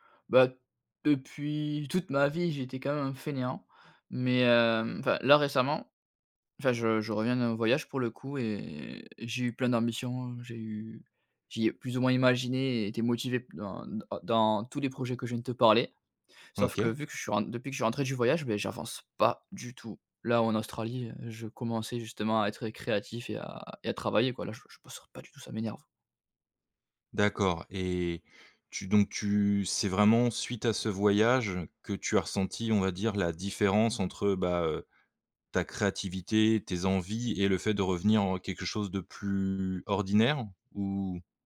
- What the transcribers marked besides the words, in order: stressed: "pas"; tapping
- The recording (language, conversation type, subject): French, advice, Pourquoi est-ce que je procrastine sans cesse sur des tâches importantes, et comment puis-je y remédier ?